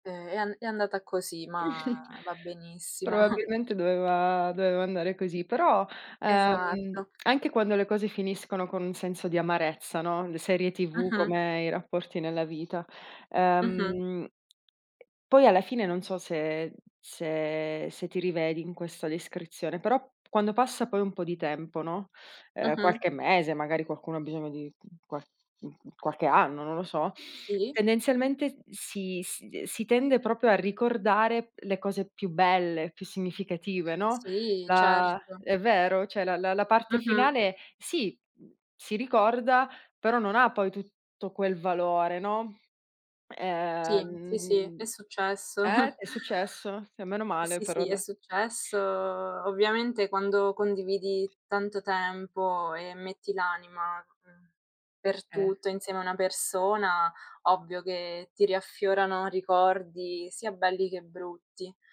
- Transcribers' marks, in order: chuckle; tapping; drawn out: "ma"; laughing while speaking: "benissimo"; drawn out: "ehm"; other background noise; drawn out: "ehm"; chuckle; drawn out: "successo"
- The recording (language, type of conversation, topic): Italian, unstructured, Hai mai pianto per un finale triste di una serie TV?
- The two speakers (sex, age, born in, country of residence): female, 20-24, Italy, Italy; female, 30-34, Italy, Italy